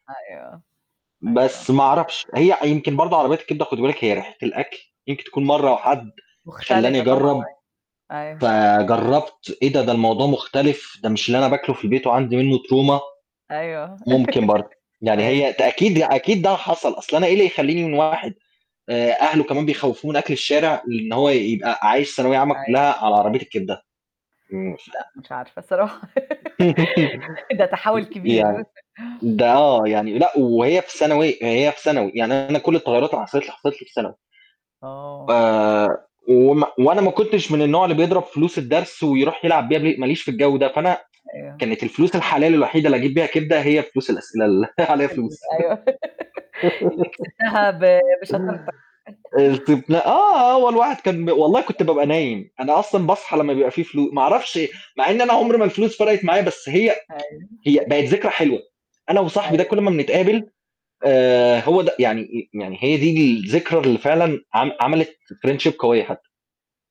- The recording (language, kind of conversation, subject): Arabic, unstructured, إيه أحلى ذكرى عندك مرتبطة بأكلة معيّنة؟
- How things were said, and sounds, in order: other background noise; distorted speech; in English: "Trauma"; laugh; other noise; unintelligible speech; laugh; giggle; chuckle; tapping; unintelligible speech; laugh; chuckle; laughing while speaking: "عليها فلوس"; laugh; unintelligible speech; unintelligible speech; tsk; in English: "Friendship"